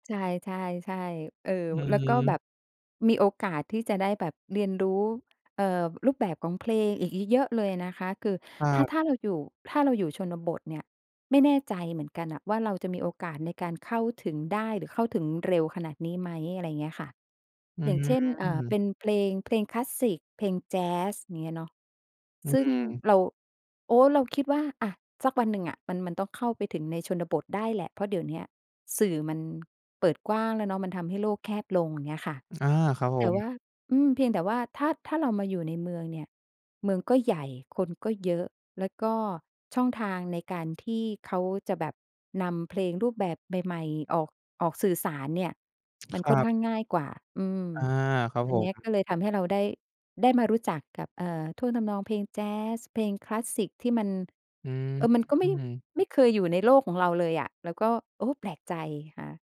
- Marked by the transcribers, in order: drawn out: "อืม"; lip smack; drawn out: "อืม"
- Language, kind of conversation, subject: Thai, podcast, การเติบโตในเมืองใหญ่กับชนบทส่งผลต่อรสนิยมและประสบการณ์การฟังเพลงต่างกันอย่างไร?